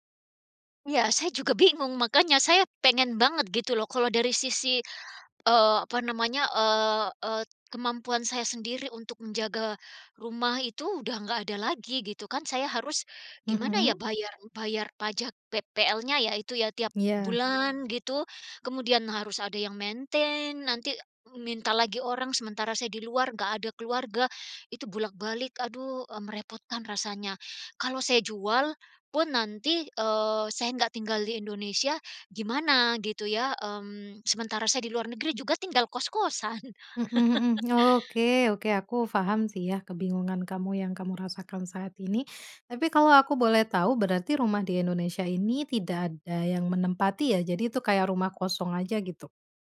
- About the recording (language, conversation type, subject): Indonesian, advice, Apakah Anda sedang mempertimbangkan untuk menjual rumah agar bisa hidup lebih sederhana, atau memilih mempertahankan properti tersebut?
- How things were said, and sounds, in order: in English: "maintenance"; chuckle